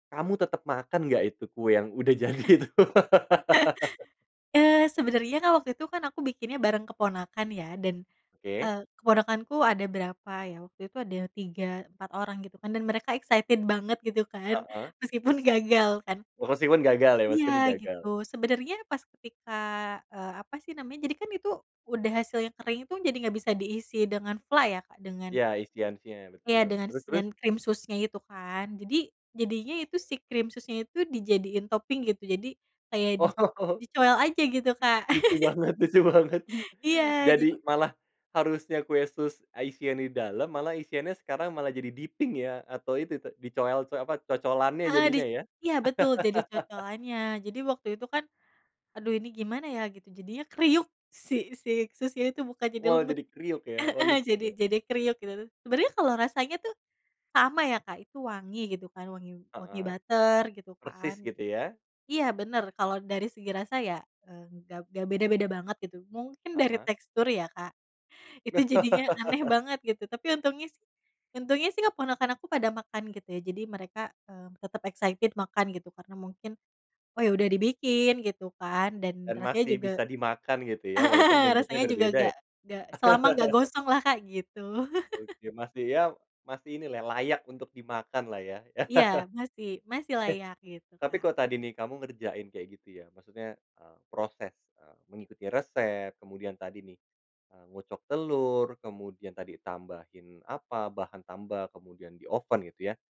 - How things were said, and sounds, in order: laugh; laughing while speaking: "udah jadi itu"; laugh; other background noise; in English: "excited"; in English: "topping"; laughing while speaking: "Oh. Lucu banget lucu banget!"; chuckle; in English: "dipping"; chuckle; in English: "butter"; laugh; in English: "excited"; laughing while speaking: "heeh"; chuckle; chuckle
- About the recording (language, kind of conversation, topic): Indonesian, podcast, Pernah nggak kamu gagal total saat bereksperimen dengan resep, dan gimana ceritanya?